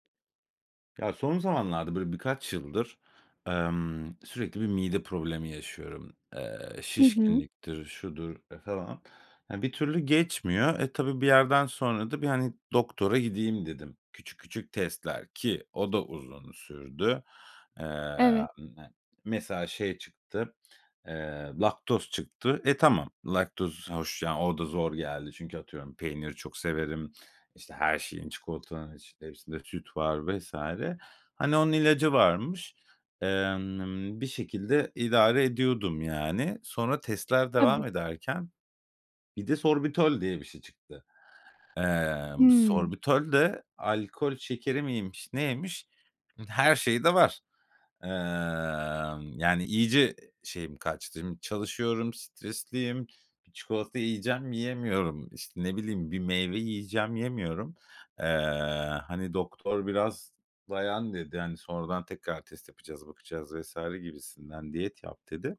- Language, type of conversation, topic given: Turkish, advice, Yeni sağlık tanınızdan sonra yaşadığınız belirsizlik ve korku hakkında nasıl hissediyorsunuz?
- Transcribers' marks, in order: tapping; other background noise